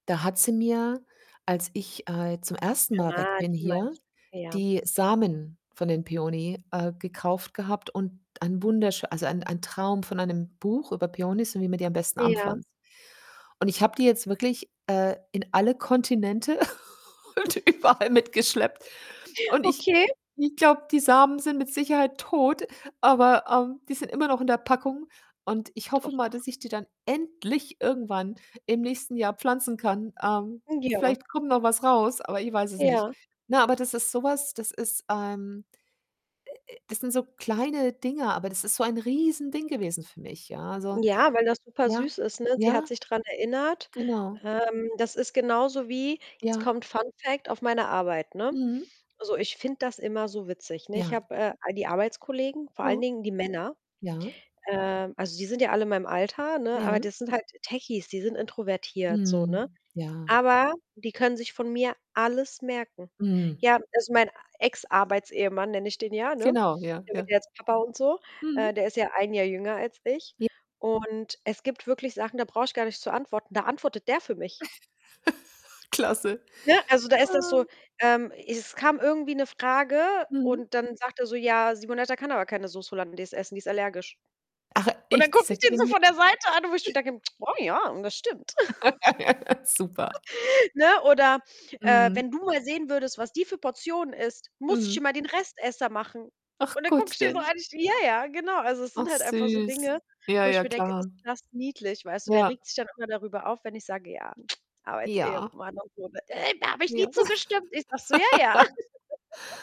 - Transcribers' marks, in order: distorted speech; drawn out: "Ah"; in English: "Peony"; unintelligible speech; in English: "Peonys"; laugh; laughing while speaking: "und überall mitgeschleppt"; chuckle; joyful: "und ich ich glaube, die … in der Packung"; joyful: "Okay"; stressed: "endlich"; other background noise; stressed: "Riesending"; in English: "Fun-Fact"; laugh; joyful: "Ah"; joyful: "Und dann gucke ich den … ich schon denke"; unintelligible speech; chuckle; tsk; put-on voice: "Oh, ja"; laugh; chuckle; joyful: "Und dann gucke ich den so an"; tsk; other noise; put-on voice: "da habe ich nie zugestimmt"; laugh; giggle
- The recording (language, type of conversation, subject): German, unstructured, Wie drückst du dich am liebsten aus?